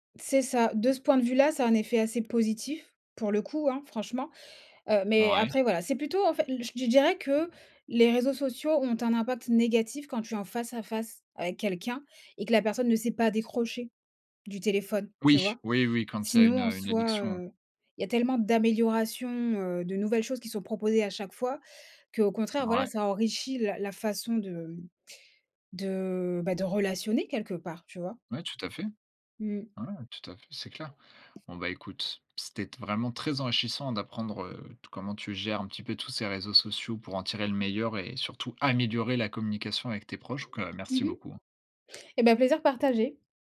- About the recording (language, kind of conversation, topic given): French, podcast, Comment préserver des relations authentiques à l’ère des réseaux sociaux ?
- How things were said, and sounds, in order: stressed: "d'améliorations"; tapping; stressed: "améliorer"; other background noise